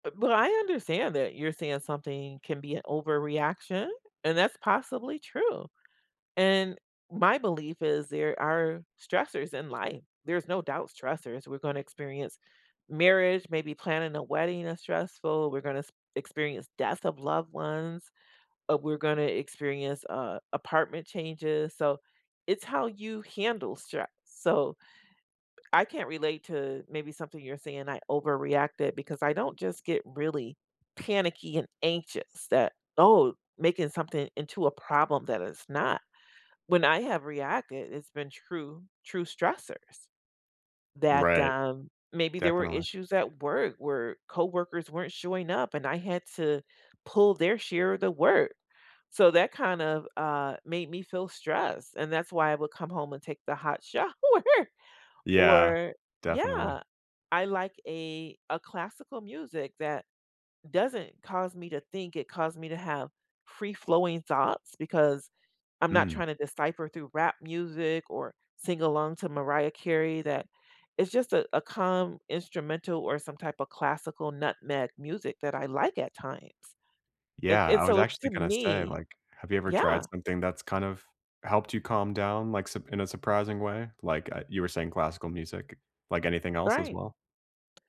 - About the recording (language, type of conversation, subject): English, unstructured, What helps you calm down when you’re feeling stressed?
- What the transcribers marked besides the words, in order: laughing while speaking: "shower"